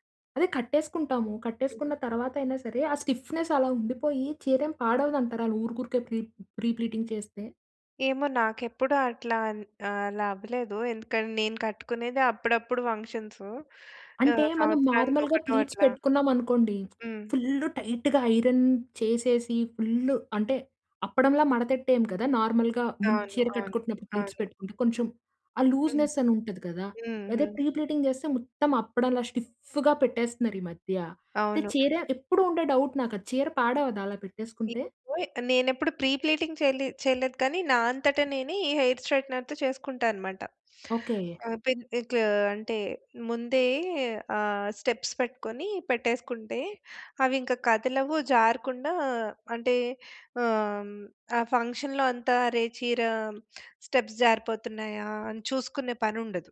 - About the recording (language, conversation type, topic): Telugu, podcast, మీ గార్డ్రోబ్‌లో ఎప్పుడూ ఉండాల్సిన వస్తువు ఏది?
- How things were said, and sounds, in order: in English: "స్టిఫ్‌నెస్"; in English: "ప్రీ ప్రీ ప్లీటింగ్"; in English: "నార్మల్‌గా ప్లీట్స్"; in English: "ఫుల్ టైట్‌గా ఐరన్"; in English: "ఫుల్"; in English: "నార్మల్‌గా"; in English: "ప్లీట్స్"; in English: "లూజ్‌నెస్"; in English: "ప్రీ ప్లీటింగ్"; in English: "స్టిఫ్‌గా"; in English: "డౌట్"; unintelligible speech; in English: "ప్రీ ప్లీటీంగ్"; in English: "హెయిర్ స్ట్రెయిగ్టెనర్‌తో"; in English: "స్టెప్స్"; in English: "ఫంక్షన్‌లో"; in English: "స్టెప్స్"